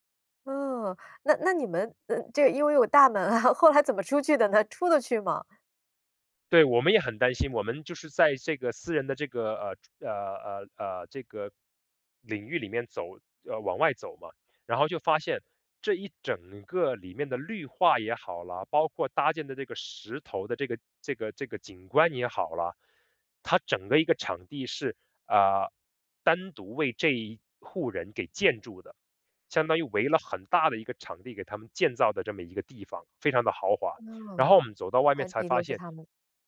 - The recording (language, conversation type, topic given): Chinese, podcast, 你最难忘的一次迷路经历是什么？
- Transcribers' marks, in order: laughing while speaking: "啊，后来怎么出去的呢？"; other background noise